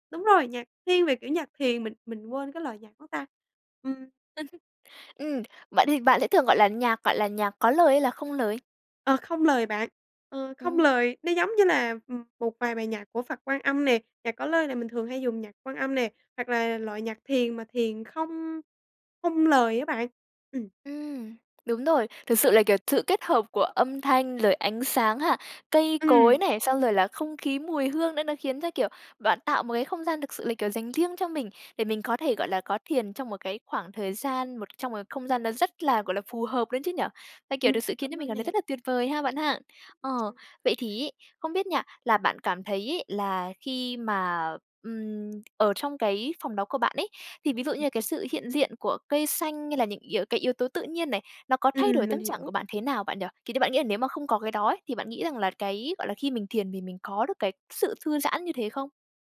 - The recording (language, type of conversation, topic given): Vietnamese, podcast, Làm sao để tạo một góc thiên nhiên nhỏ để thiền giữa thành phố?
- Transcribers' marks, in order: laugh; tapping; unintelligible speech; unintelligible speech